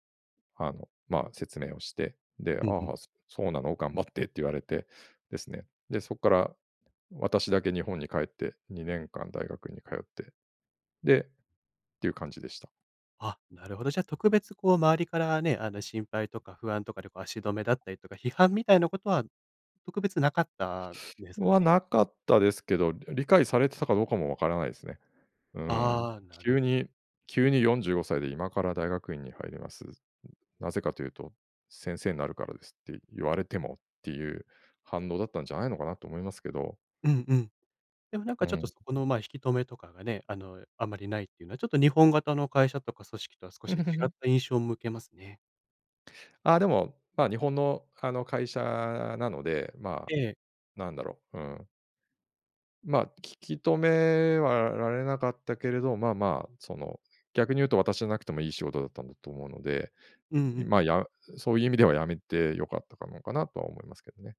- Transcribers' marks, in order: laughing while speaking: "頑張って"; laugh; "引き留め" said as "ききとめ"
- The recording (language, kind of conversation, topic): Japanese, podcast, キャリアの中で、転機となったアドバイスは何でしたか？